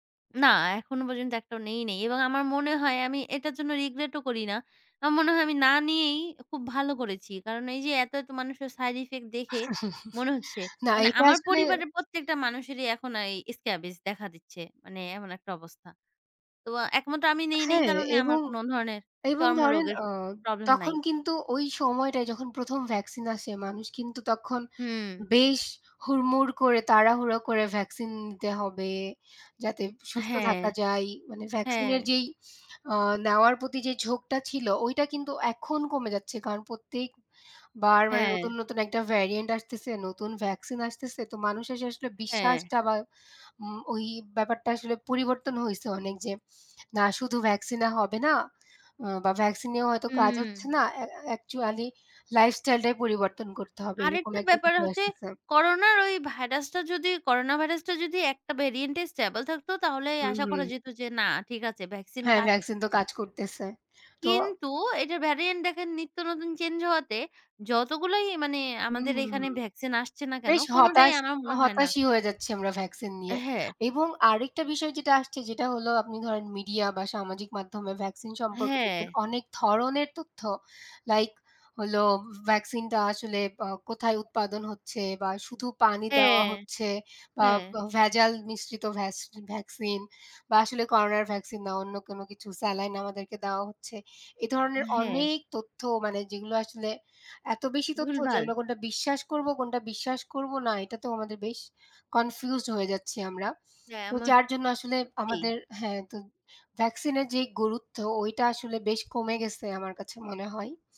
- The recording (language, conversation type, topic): Bengali, unstructured, সাম্প্রতিক সময়ে করোনা ভ্যাকসিন সম্পর্কে কোন তথ্য আপনাকে সবচেয়ে বেশি অবাক করেছে?
- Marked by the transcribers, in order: chuckle; in English: "ভ্যারিয়োন্ট"; in English: "স্টেবল"